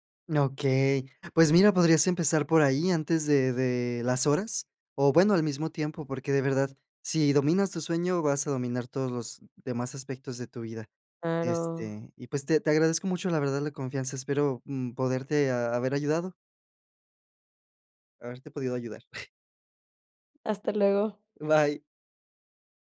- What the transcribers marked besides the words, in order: other noise
- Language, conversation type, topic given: Spanish, advice, ¿Cómo puedo volver al trabajo sin volver a agotarme y cuidar mi bienestar?